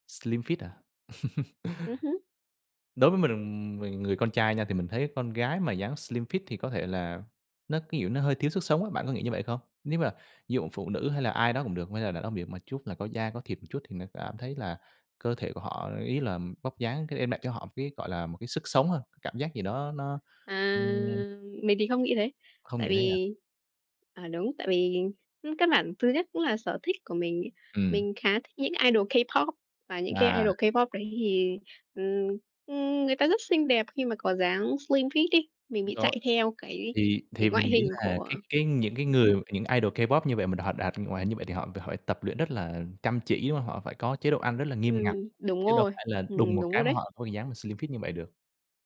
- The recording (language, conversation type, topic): Vietnamese, unstructured, Bạn đã bao giờ ngạc nhiên về khả năng của cơ thể mình khi tập luyện chưa?
- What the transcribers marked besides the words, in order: in English: "Slim fit"; chuckle; in English: "slim fit"; unintelligible speech; in English: "idol"; in English: "idol"; in English: "slim fit"; in English: "idol"; in English: "slim fit"